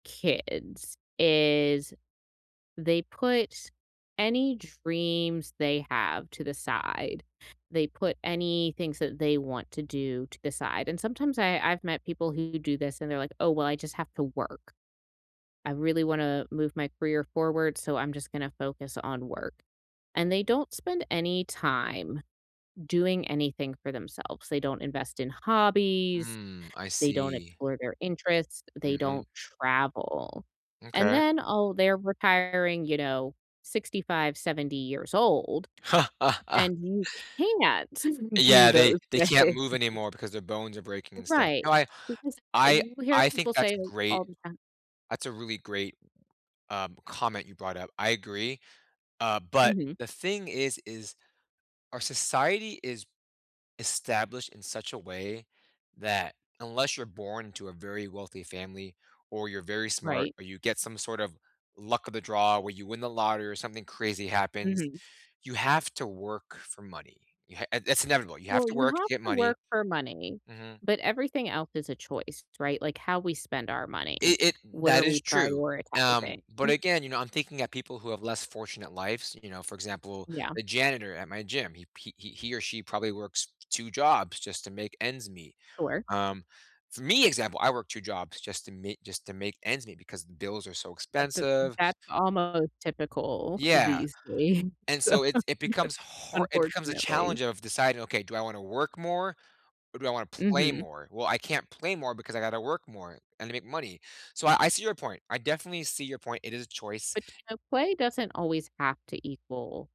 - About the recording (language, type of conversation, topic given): English, unstructured, Why is it important to face fears about dying?
- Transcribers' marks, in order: other background noise; chuckle; chuckle; laughing while speaking: "things"; other noise; tapping; laughing while speaking: "days, so"